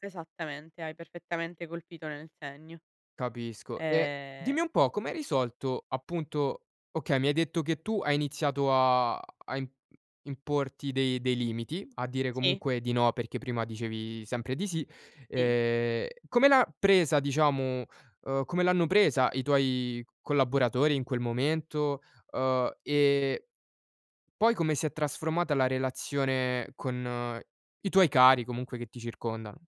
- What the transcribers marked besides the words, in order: "Sì" said as "ì"
- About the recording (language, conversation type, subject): Italian, podcast, Com'è, per te, l'equilibrio tra lavoro e vita privata in azienda?